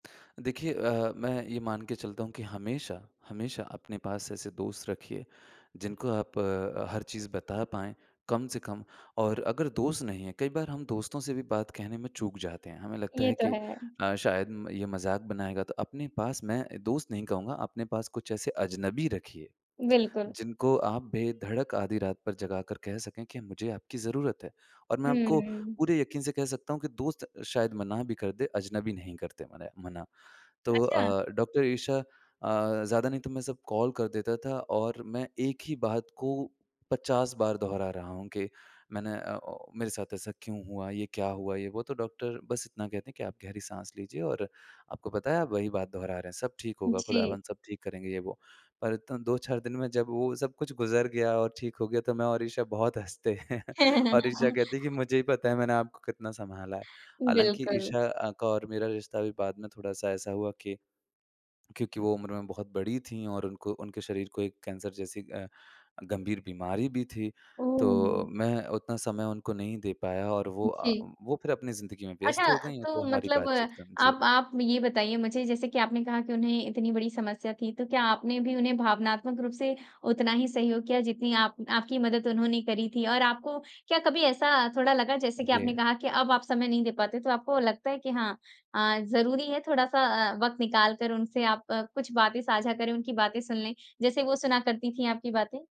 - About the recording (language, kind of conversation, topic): Hindi, podcast, क्या कभी कोई ऐसा सफर हुआ है जिसने आपको बदल दिया हो?
- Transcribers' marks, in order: laughing while speaking: "हैं"; laugh